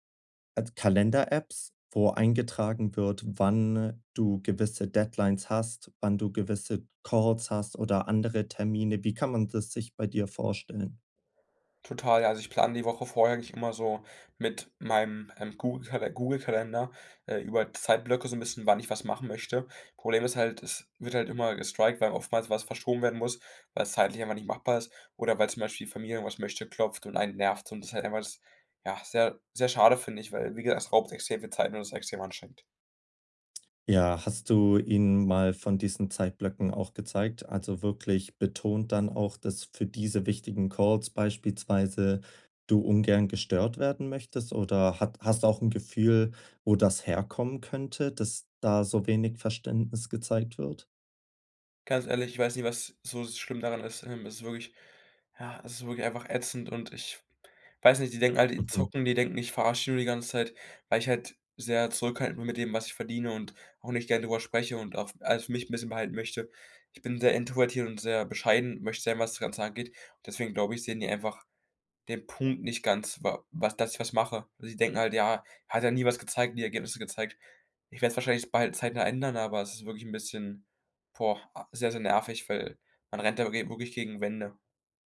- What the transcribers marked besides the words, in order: in English: "gestriked"; unintelligible speech
- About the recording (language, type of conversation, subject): German, advice, Wie kann ich Ablenkungen reduzieren, wenn ich mich lange auf eine Aufgabe konzentrieren muss?
- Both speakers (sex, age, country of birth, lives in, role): male, 18-19, Germany, Germany, user; male, 20-24, Germany, Germany, advisor